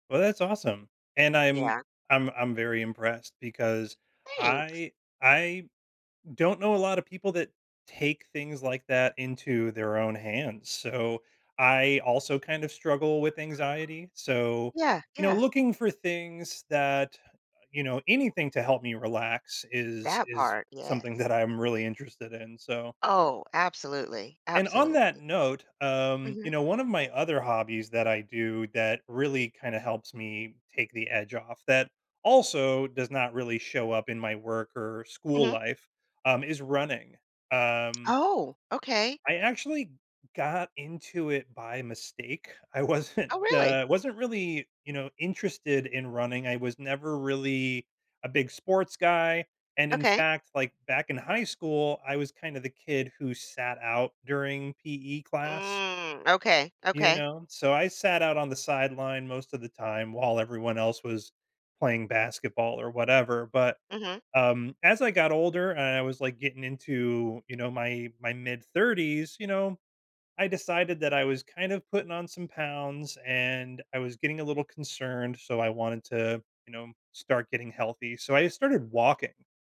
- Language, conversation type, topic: English, unstructured, How can hobbies reveal parts of my personality hidden at work?
- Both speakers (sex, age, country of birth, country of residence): female, 50-54, United States, United States; male, 40-44, United States, United States
- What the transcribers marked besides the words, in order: other background noise; laughing while speaking: "I wasn't"; drawn out: "Mm"